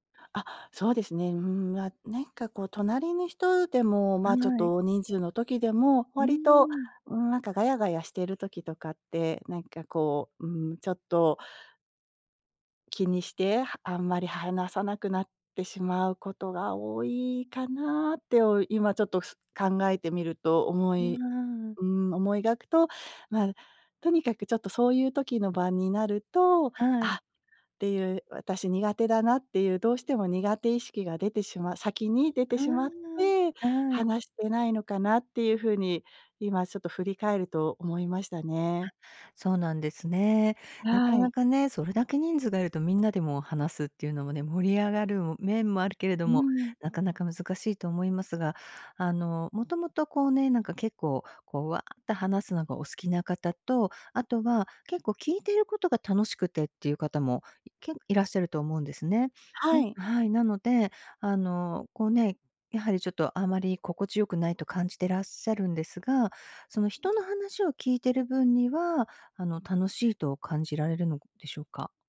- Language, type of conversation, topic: Japanese, advice, 大勢の場で会話を自然に続けるにはどうすればよいですか？
- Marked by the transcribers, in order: none